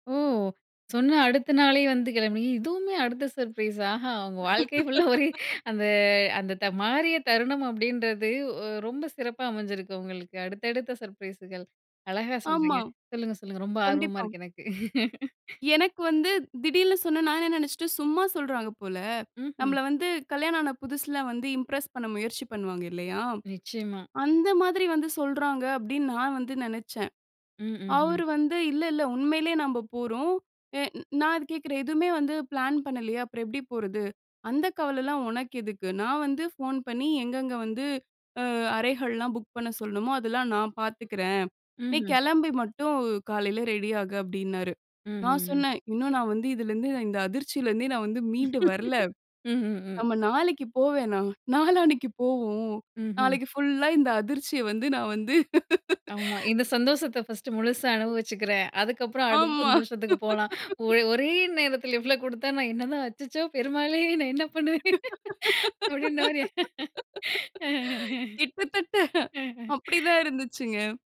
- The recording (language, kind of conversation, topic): Tamil, podcast, உங்கள் வாழ்க்கையை மாற்றிய தருணம் எது?
- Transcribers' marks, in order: in English: "சர்ப்ரைஸ்"; laughing while speaking: "உங்க வாழ்க்கை ஃபுல்லா ஒரே"; laugh; in English: "ஃபுல்லா"; in English: "சர்ப்ரைஸுகள்"; laugh; in English: "இம்ப்ரஸ்"; in English: "பிளான்"; laugh; laugh; in English: "ஃபர்ஸ்டு"; other noise; laugh; laugh; laughing while speaking: "கிட்டத்தட்ட"; laughing while speaking: "அச்சச்சோ! பெருமாளே! நான் என்ன பண்ணுவேன்? அப்படீன்ன மாரி"; laugh